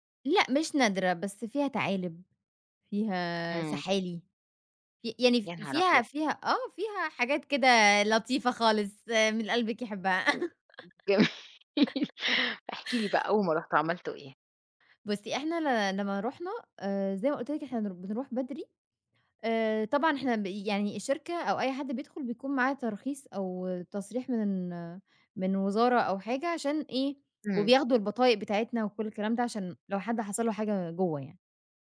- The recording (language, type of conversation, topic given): Arabic, podcast, إيه أجمل غروب شمس أو شروق شمس شفته وإنت برّه مصر؟
- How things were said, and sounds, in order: laughing while speaking: "جميل"; laugh